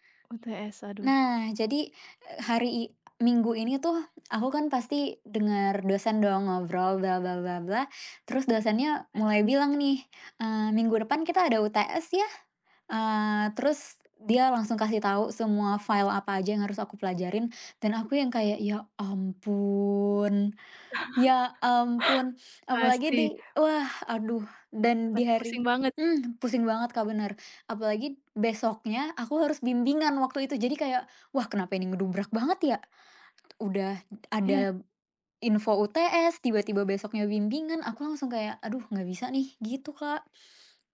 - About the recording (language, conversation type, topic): Indonesian, advice, Mengapa Anda merasa stres karena tenggat kerja yang menumpuk?
- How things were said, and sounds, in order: tapping; drawn out: "ampun"; chuckle; other background noise